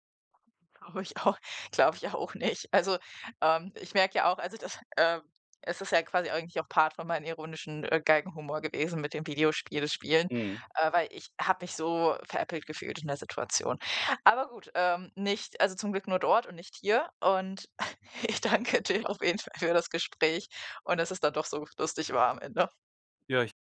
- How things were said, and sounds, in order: laughing while speaking: "Glaube ich auch glaube ich auch nicht"; laughing while speaking: "das"; giggle; laughing while speaking: "ich danke dir auf jeden Fall für das"
- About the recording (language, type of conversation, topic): German, advice, Wie kann ich in einer neuen Stadt Freundschaften aufbauen, wenn mir das schwerfällt?